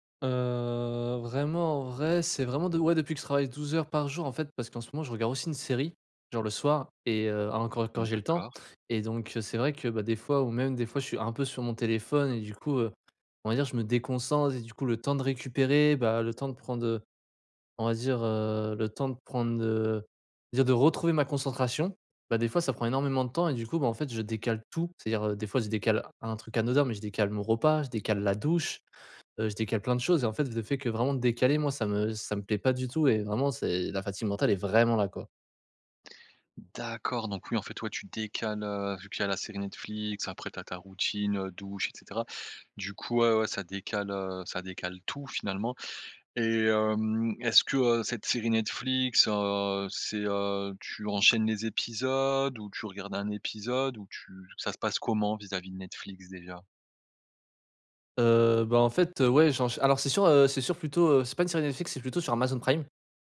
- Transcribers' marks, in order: drawn out: "Heu"; other background noise; tapping; stressed: "tout"; stressed: "D'accord"; drawn out: "hem"; drawn out: "heu"; stressed: "épisodes"; stressed: "prime"
- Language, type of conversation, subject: French, advice, Comment prévenir la fatigue mentale et le burn-out après de longues sessions de concentration ?